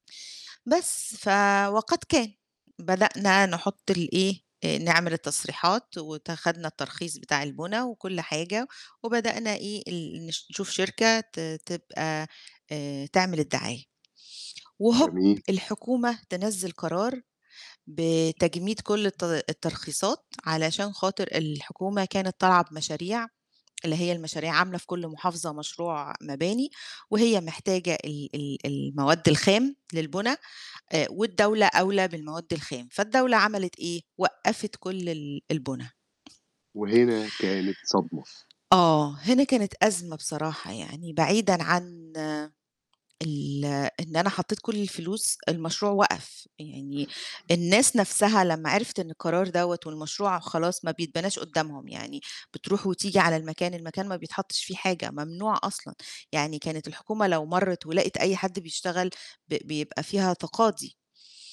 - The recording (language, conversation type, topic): Arabic, podcast, إيه اللي اتعلمته لما اضطريت تطلب مساعدة؟
- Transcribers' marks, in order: tapping